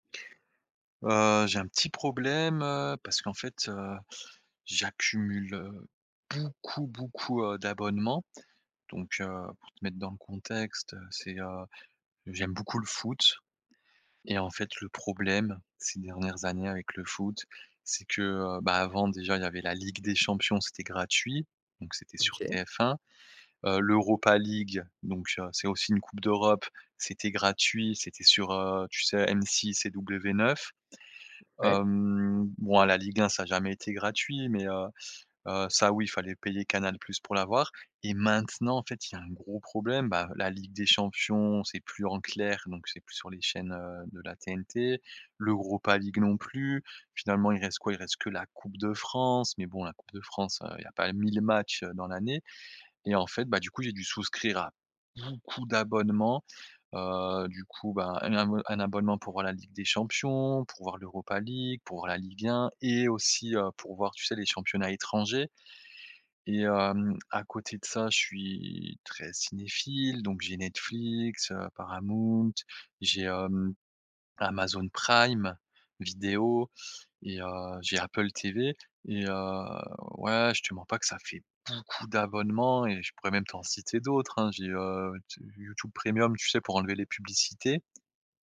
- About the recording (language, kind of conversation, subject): French, advice, Comment peux-tu reprendre le contrôle sur tes abonnements et ces petites dépenses que tu oublies ?
- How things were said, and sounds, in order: drawn out: "Hem"; stressed: "maintenant"; stressed: "beaucoup"; drawn out: "suis"; drawn out: "heu"; stressed: "beaucoup"